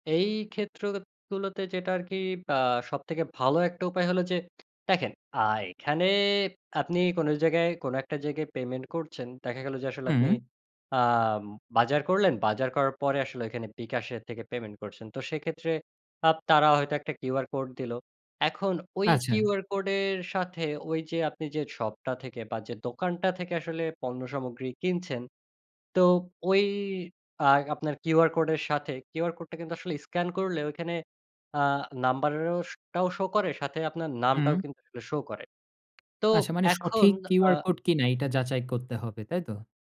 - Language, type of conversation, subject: Bengali, podcast, আপনি ডিজিটাল পেমেন্ট নিরাপদ রাখতে কী কী করেন?
- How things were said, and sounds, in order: other background noise; tapping